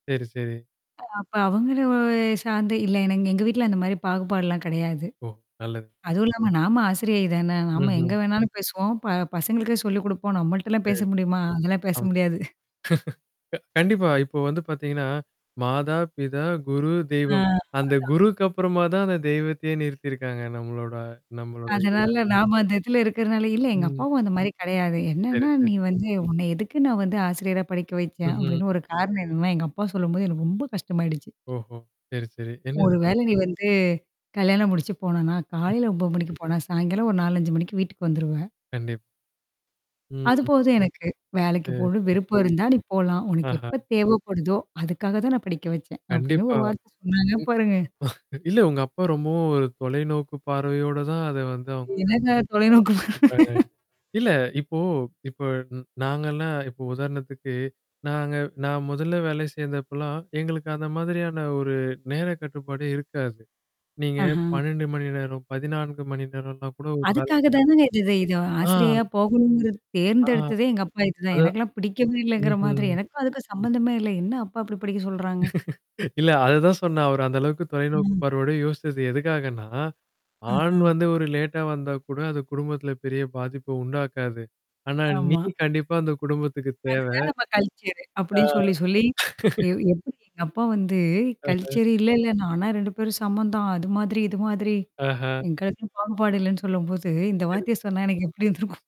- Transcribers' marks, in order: distorted speech; tapping; laugh; mechanical hum; "இடத்துல" said as "இத்துல"; "போனா" said as "போனே"; other background noise; static; chuckle; laughing while speaking: "தொலைநோக்கு"; unintelligible speech; laugh; laugh; in another language: "லேட்டா"; in English: "கல்ச்சரு"; chuckle; in English: "கல்ச்சரு"
- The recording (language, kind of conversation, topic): Tamil, podcast, வேலை அதிகமாக இருக்கும் நேரங்களில் குடும்பத்திற்கு பாதிப்பு இல்லாமல் இருப்பதற்கு நீங்கள் எப்படி சமநிலையைப் பேணுகிறீர்கள்?